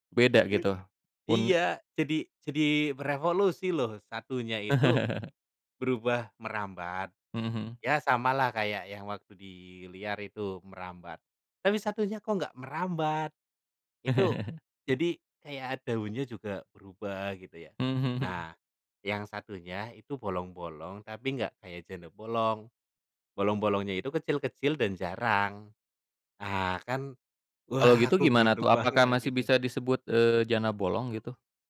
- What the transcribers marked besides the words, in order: laugh; laugh; laugh
- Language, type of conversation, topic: Indonesian, unstructured, Apa hal yang paling menyenangkan menurutmu saat berkebun?